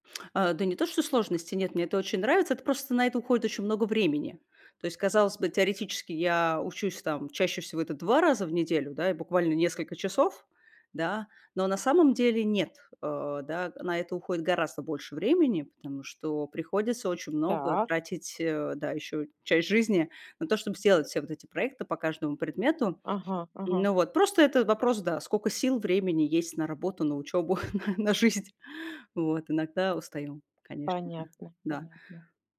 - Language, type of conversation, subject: Russian, podcast, Расскажи, когда тебе приходилось переучиваться и почему ты на это решился(ась)?
- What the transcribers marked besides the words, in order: laughing while speaking: "на на жизнь"